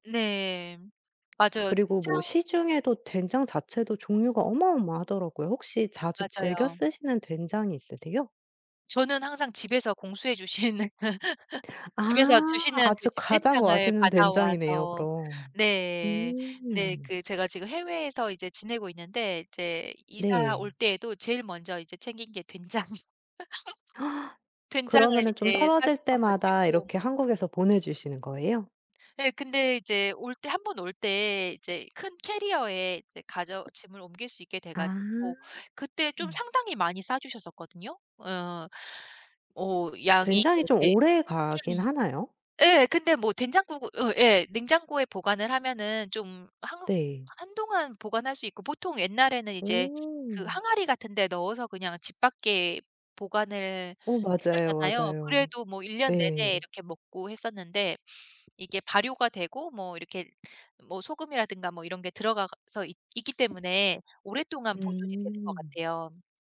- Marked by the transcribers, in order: other background noise; laughing while speaking: "주시는"; laugh; tapping; laughing while speaking: "된장"; gasp; laugh
- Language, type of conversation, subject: Korean, podcast, 가장 좋아하는 집밥은 무엇인가요?
- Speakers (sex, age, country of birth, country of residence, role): female, 35-39, United States, United States, host; female, 40-44, South Korea, United States, guest